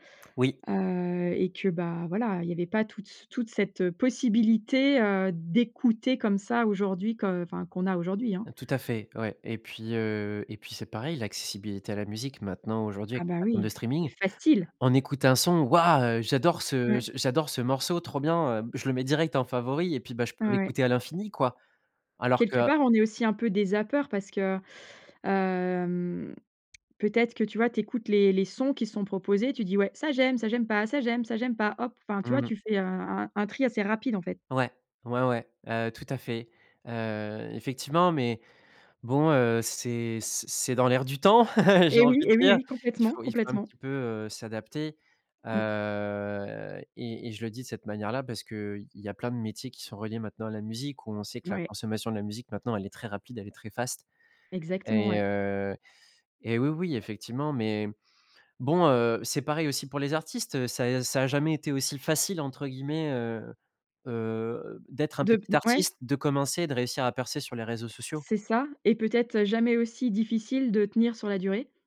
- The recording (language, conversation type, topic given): French, podcast, Comment trouvez-vous de nouvelles musiques en ce moment ?
- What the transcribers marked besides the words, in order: stressed: "d'écouter"; stressed: "facile"; stressed: "Waouh"; drawn out: "hem"; tsk; chuckle; drawn out: "Heu"; in English: "fast"